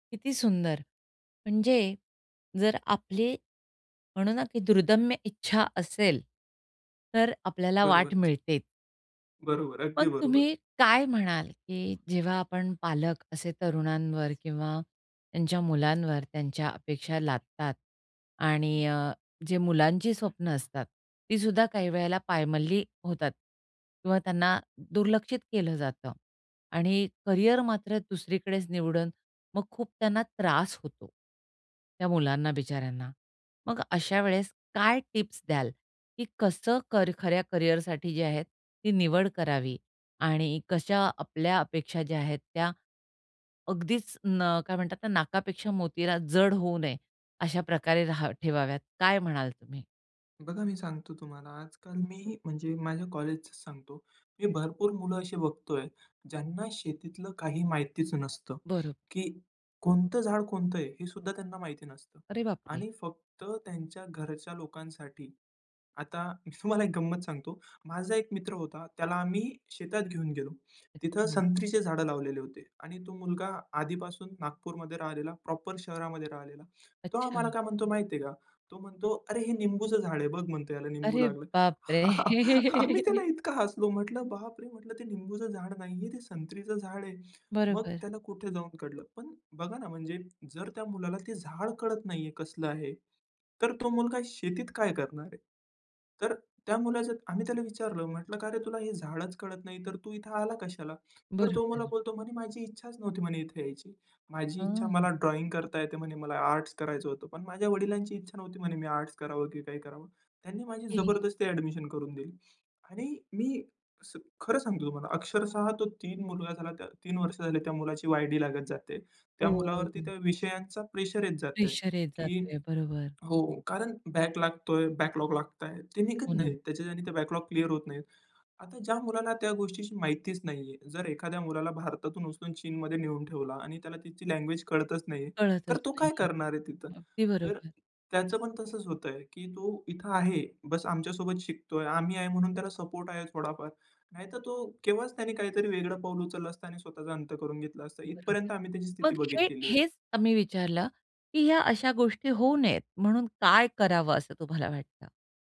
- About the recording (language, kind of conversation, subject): Marathi, podcast, तुमच्या घरात करिअरबाबत अपेक्षा कशा असतात?
- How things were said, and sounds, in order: other noise; surprised: "अरे बापरे!"; chuckle; tapping; chuckle; laughing while speaking: "आम्ही त्याला इतकं हसलो म्हंटलं"; laugh; in English: "बॅकलॉग"; in English: "बॅकलॉग"